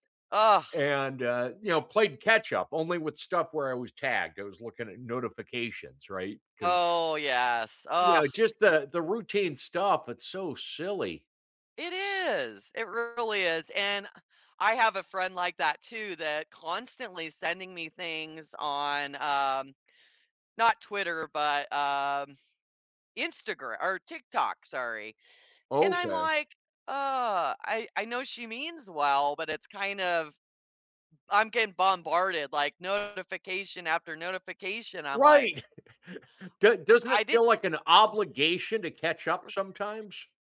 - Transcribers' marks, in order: disgusted: "Ugh"; drawn out: "Oh"; disgusted: "ugh"; tapping; chuckle; chuckle
- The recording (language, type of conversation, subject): English, unstructured, How does social media affect how we express ourselves?